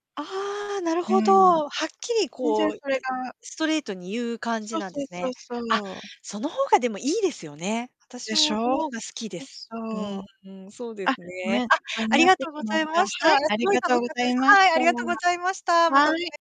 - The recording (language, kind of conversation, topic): Japanese, unstructured, 初めて訪れた場所の思い出は何ですか？
- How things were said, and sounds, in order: unintelligible speech; unintelligible speech; distorted speech